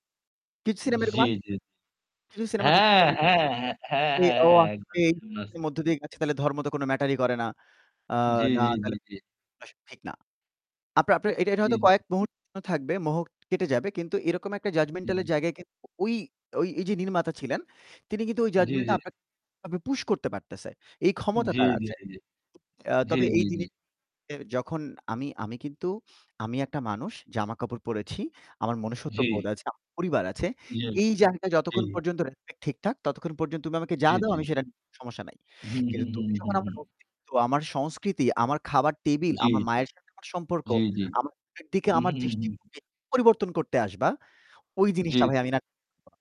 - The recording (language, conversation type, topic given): Bengali, unstructured, আপনি কি কখনো কোনো বইয়ের চলচ্চিত্র রূপান্তর দেখেছেন, আর তা আপনার কেমন লেগেছে?
- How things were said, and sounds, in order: static; tapping; unintelligible speech; unintelligible speech; unintelligible speech; distorted speech; other background noise; in English: "জাজমেন্টাল"; unintelligible speech